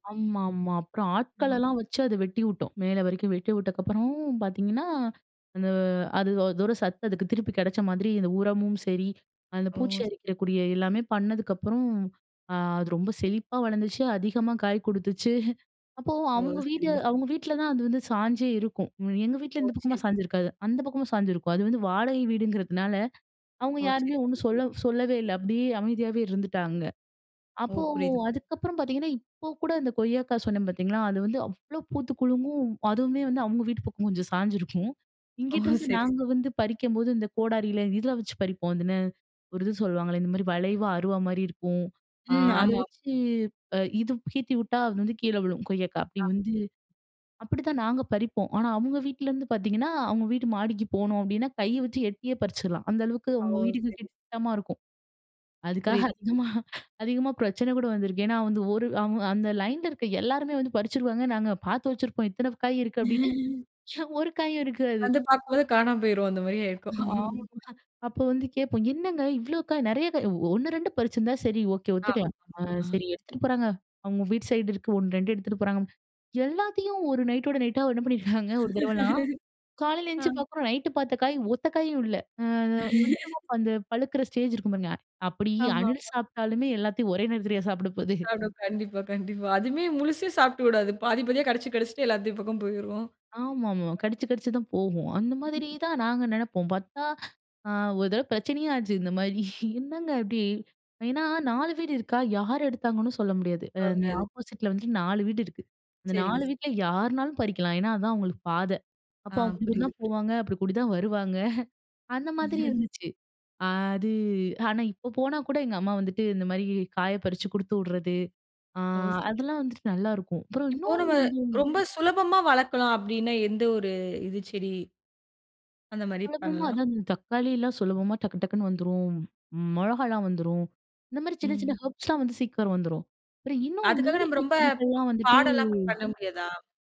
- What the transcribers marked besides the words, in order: chuckle; other noise; unintelligible speech; chuckle; laugh; laughing while speaking: "ஒரு காயும் இருக்காது"; chuckle; laugh; laugh; laughing while speaking: "எல்லாத்தையு ஒரே நேரத்துலயா சாப்ட போகுது?"; unintelligible speech; other background noise; chuckle; laughing while speaking: "இந்த மாரி என்னங்க இப்டி?"; in English: "ஆப்போசிட்"; laugh; chuckle; "மிளகாலாம்" said as "மொளகாலாம்"; in English: "ஹெர்ப்ஸ்"; drawn out: "வந்துட்டு"
- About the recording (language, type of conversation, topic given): Tamil, podcast, குடும்பத்தில் பசுமை பழக்கங்களை எப்படித் தொடங்கலாம்?